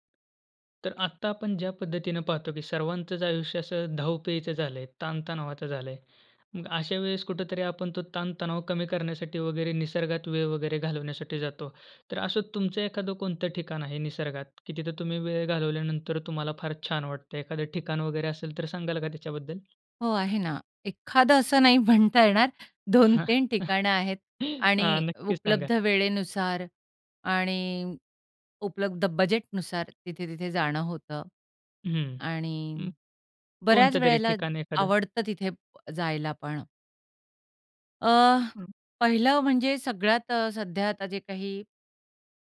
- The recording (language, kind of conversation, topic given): Marathi, podcast, निसर्गात वेळ घालवण्यासाठी तुमची सर्वात आवडती ठिकाणे कोणती आहेत?
- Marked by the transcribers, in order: tapping; other background noise; laughing while speaking: "म्हणता येणार, दोन तीन"; chuckle; stressed: "बजेटनुसार"